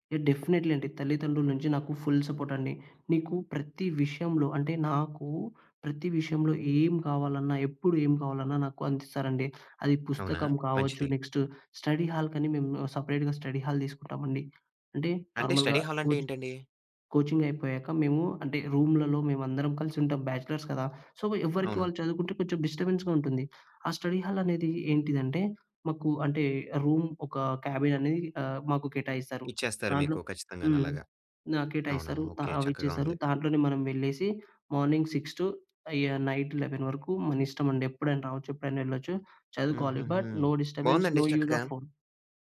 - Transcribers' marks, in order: in English: "డెఫినెట్‌లీ"; in English: "ఫుల్ సపోర్ట్"; in English: "స్టడీ"; in English: "సపరేట్‌గా స్టడీ హాల్"; in English: "నార్మల్‌గా కోచింగ్ కోచింగ్"; in English: "స్టడీహాల్"; in English: "రూమ్‌లలో"; in English: "బ్యాచిలర్స్"; in English: "సో"; in English: "డిస్టర్బెన్స్‌గా"; tapping; in English: "స్టడీ హాల్"; in English: "రూమ్"; in English: "క్యాబిన్"; in English: "మార్నింగ్ సిక్స్ టూ యాహ్! నైట్ ఎలెవెన్"; in English: "బట్, నో డిస్టర్బెన్స్, నో యూజ్ ఆఫ్ ఫోన్"
- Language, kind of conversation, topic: Telugu, podcast, నువ్వు విఫలమైనప్పుడు నీకు నిజంగా ఏం అనిపిస్తుంది?